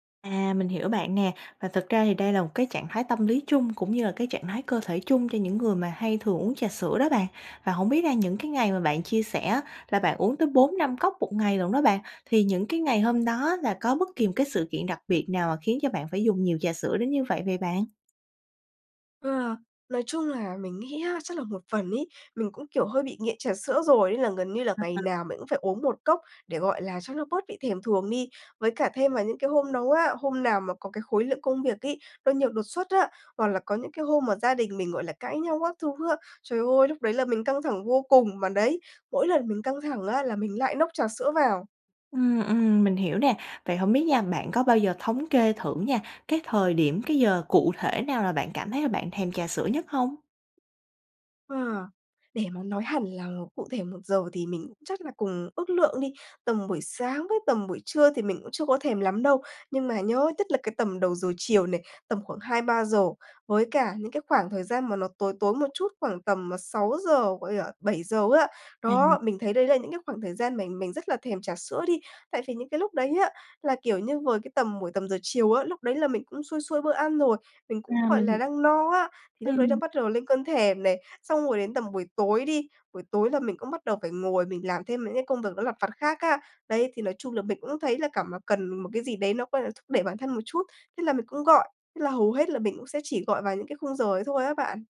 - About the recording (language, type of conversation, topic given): Vietnamese, advice, Bạn có thường dùng rượu hoặc chất khác khi quá áp lực không?
- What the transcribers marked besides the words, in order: tapping; other background noise; unintelligible speech